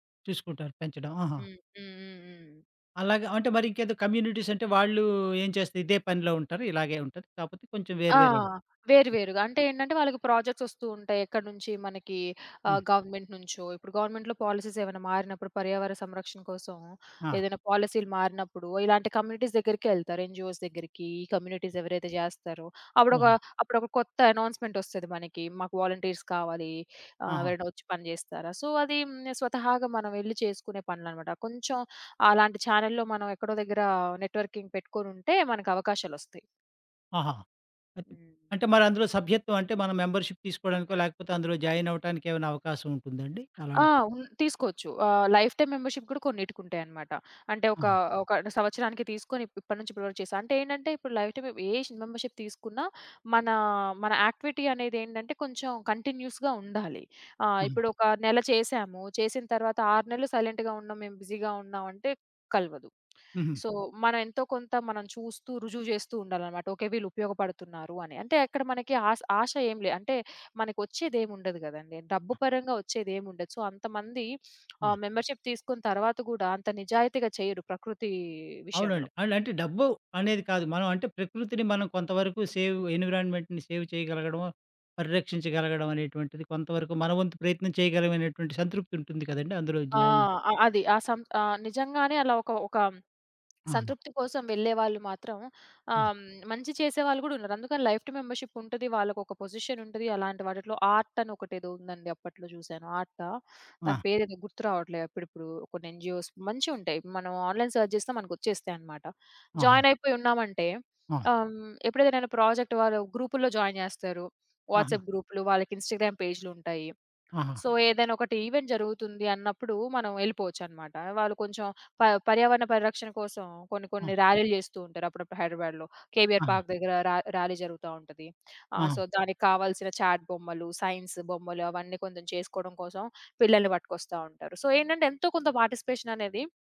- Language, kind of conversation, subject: Telugu, podcast, ప్రకృతిలో ఉన్నప్పుడు శ్వాసపై దృష్టి పెట్టడానికి మీరు అనుసరించే ప్రత్యేకమైన విధానం ఏమైనా ఉందా?
- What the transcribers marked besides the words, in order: in English: "కమ్యూనిటీస్"; in English: "ప్రాజెక్ట్స్"; in English: "గవర్నమెంట్"; in English: "గవర్నమెంట్‌లో పాలిసీస్"; in English: "కమ్యూనిటీస్"; in English: "ఎన్‌జిఓస్"; other background noise; tapping; in English: "కమ్యూనిటీస్"; in English: "వాలంటీర్స్"; in English: "సో"; in English: "చానెల్‌లో"; in English: "నెట్‌వర్కింగ్"; in English: "మెంబర్‌షిప్"; in English: "లైఫ్ టైమ్ మెంబర్‌షిప్"; in English: "లైఫ్ టైమ్"; in English: "మెంబర్‌షిప్"; in English: "యాక్టివిటీ"; in English: "కంటిన్యూయస్‌గా"; in English: "సైలెంట్‌గా"; in English: "బిజిగా"; in English: "సో"; in English: "సో"; in English: "మెంబర్‌షిప్"; in English: "సేవ్"; in English: "సేవ్"; in English: "లైఫ్ టైమ్ మెంబర్‌షిప్"; in English: "ఆర్ట్"; in English: "ఎన్‌జి‌ఓస్"; in English: "ఆన్‌లైన్ సెర్చ్"; in English: "ప్రాజెక్ట్"; in English: "జాయిన్"; in English: "ఇన్‌స్టా‌గ్రామ్"; in English: "సో"; in English: "ఈవెంట్"; in English: "సో"; in English: "చాట్"; in English: "సో"; in English: "పార్టిసిపేషన్"